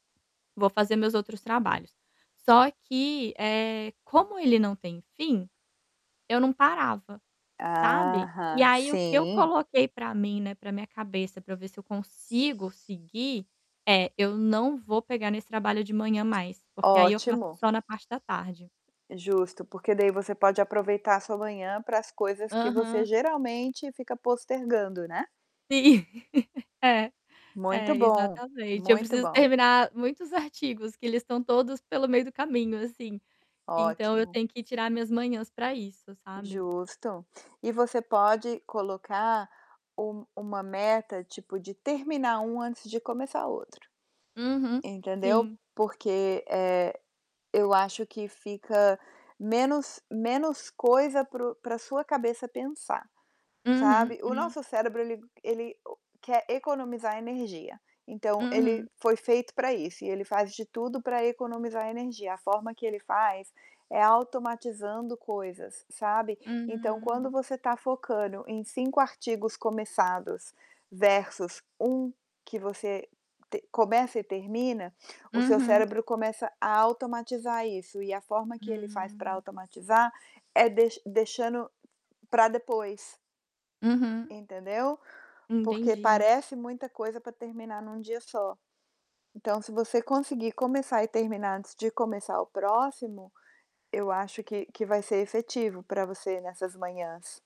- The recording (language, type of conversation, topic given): Portuguese, advice, Como posso retomar meus hobbies se não tenho tempo nem energia?
- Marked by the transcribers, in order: distorted speech; static; other background noise; tapping; laugh